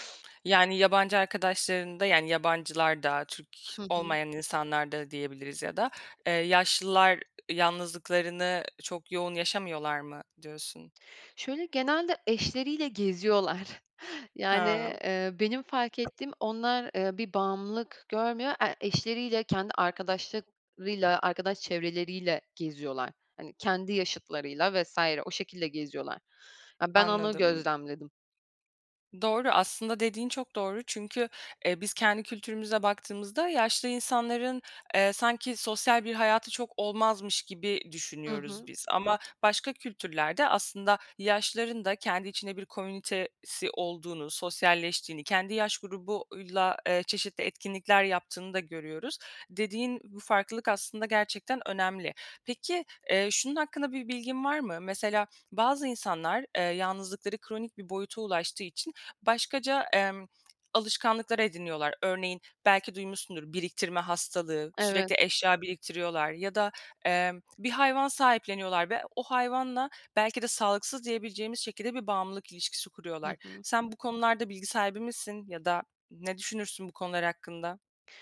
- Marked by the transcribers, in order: other background noise; tapping; "arkadaşlıklarıyla" said as "arkadaşlıkrıyla"
- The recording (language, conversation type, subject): Turkish, podcast, Yalnızlık hissettiğinde bununla nasıl başa çıkarsın?
- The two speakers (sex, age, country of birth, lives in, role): female, 25-29, Turkey, Belgium, host; female, 25-29, Turkey, France, guest